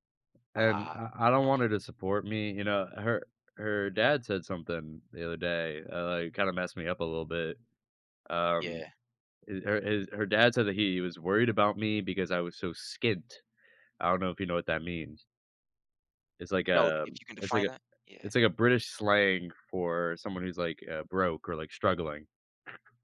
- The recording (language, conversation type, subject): English, advice, How can I cope with future uncertainty?
- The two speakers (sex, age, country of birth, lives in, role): male, 25-29, United States, United States, user; male, 30-34, United States, United States, advisor
- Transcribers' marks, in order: stressed: "skint"; other background noise